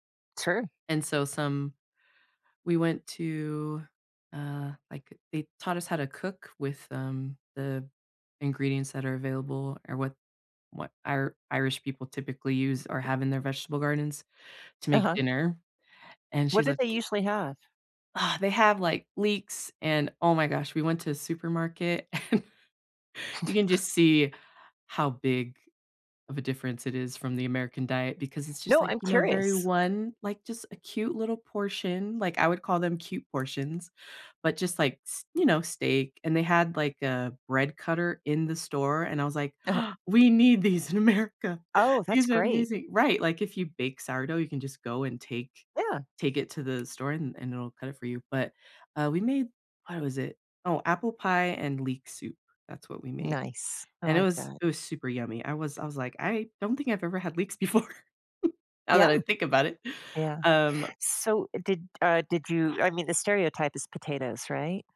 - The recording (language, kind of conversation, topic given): English, unstructured, How can I meet someone amazing while traveling?
- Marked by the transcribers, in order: tapping; laughing while speaking: "and"; chuckle; gasp; laughing while speaking: "in"; laughing while speaking: "before"; chuckle; other background noise